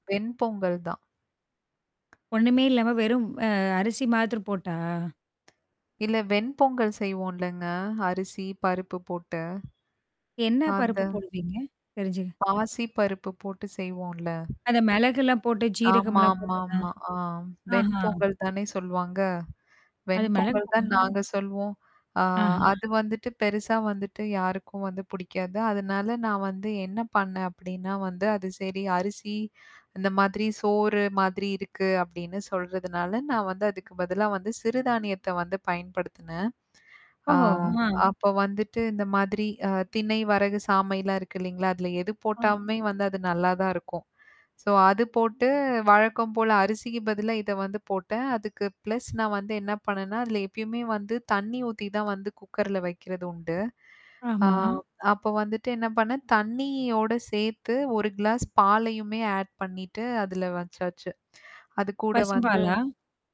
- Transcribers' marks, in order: other noise; bird; "மாத்திரம்" said as "மாதிர"; tapping; mechanical hum; static; other background noise; distorted speech; in English: "சோ"; in English: "பிளஸ்"; in English: "கிளாஸ்"; in English: "ஆட்"
- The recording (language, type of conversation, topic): Tamil, podcast, ஒரு சாதாரண உணவின் சுவையை எப்படிச் சிறப்பாக உயர்த்தலாம்?